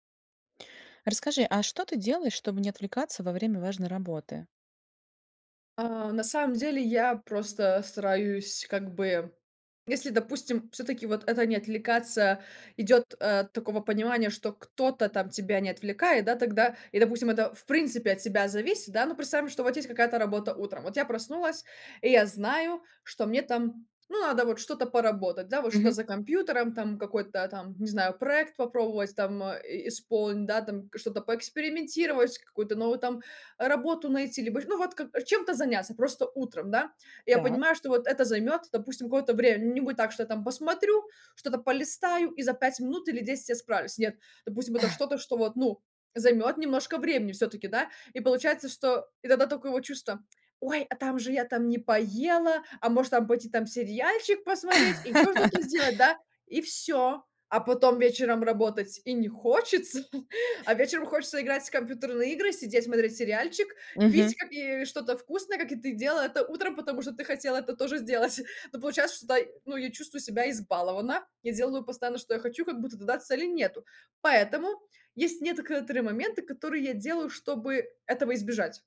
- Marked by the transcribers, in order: gasp; put-on voice: "Ой, а там же я … ещё что-то сделать"; laugh; chuckle; "некоторые" said as "нетокоторые"
- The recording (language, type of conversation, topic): Russian, podcast, Что вы делаете, чтобы не отвлекаться во время важной работы?